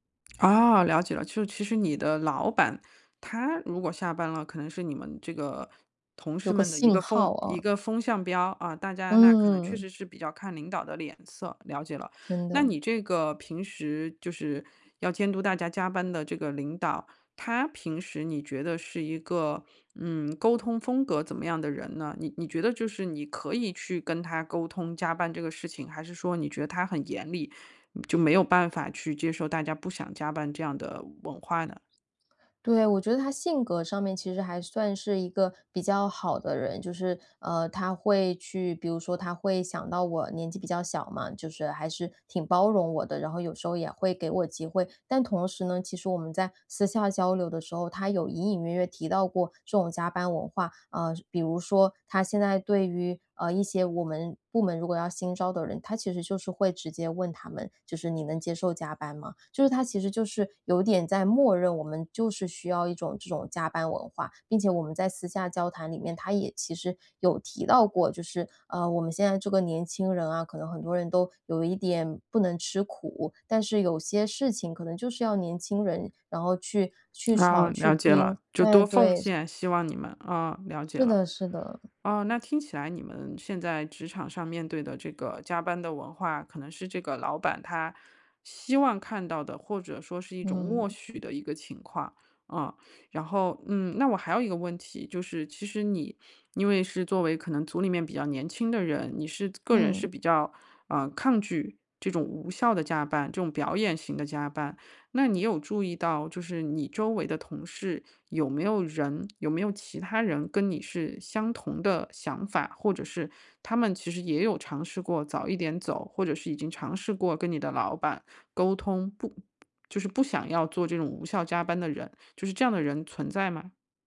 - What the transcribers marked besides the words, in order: none
- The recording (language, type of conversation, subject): Chinese, advice, 如何拒绝加班而不感到内疚？